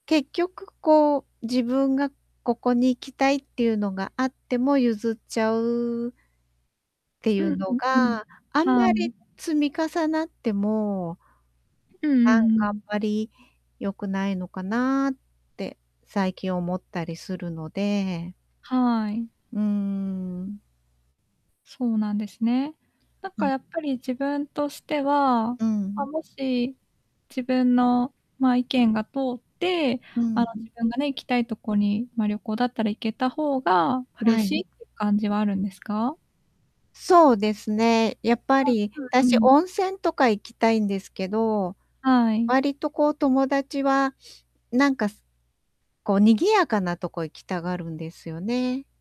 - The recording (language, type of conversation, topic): Japanese, advice, いつも周りに合わせてしまって自分の意見を言えない癖を直すには、どうすればいいですか？
- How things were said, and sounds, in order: mechanical hum; distorted speech; static; other background noise; drawn out: "うーん"